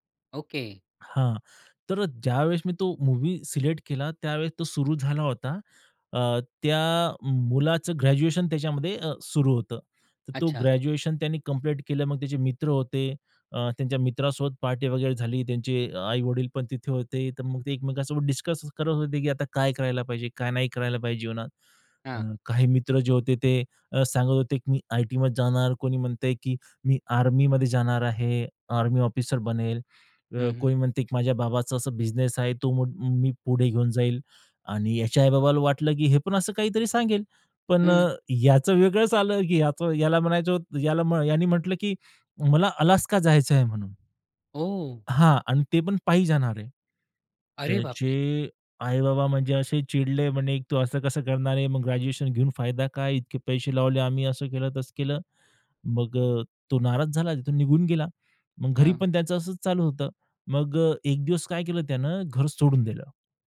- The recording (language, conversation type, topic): Marathi, podcast, एखाद्या चित्रपटातील एखाद्या दृश्याने तुमच्यावर कसा ठसा उमटवला?
- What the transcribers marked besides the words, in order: surprised: "अरे बापरे!"